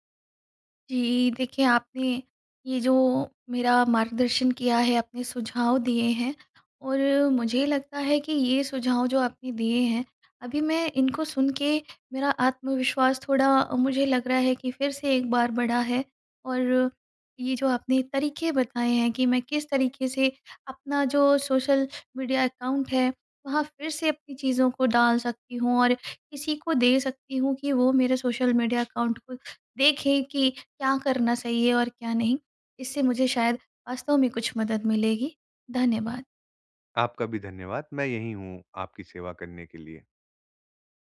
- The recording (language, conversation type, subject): Hindi, advice, सोशल मीडिया पर अनजान लोगों की नकारात्मक टिप्पणियों से मैं परेशान क्यों हो जाता/जाती हूँ?
- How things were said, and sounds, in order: in English: "अकाउंट"; in English: "अकाउंट"